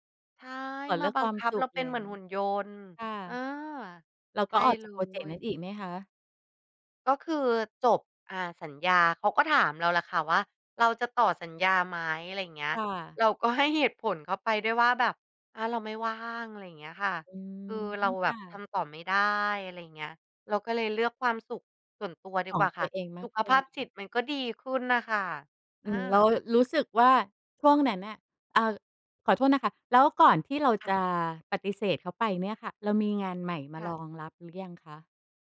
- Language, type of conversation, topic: Thai, podcast, คุณเลือกงานโดยให้ความสำคัญกับเงินหรือความสุขมากกว่ากัน เพราะอะไร?
- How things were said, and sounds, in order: none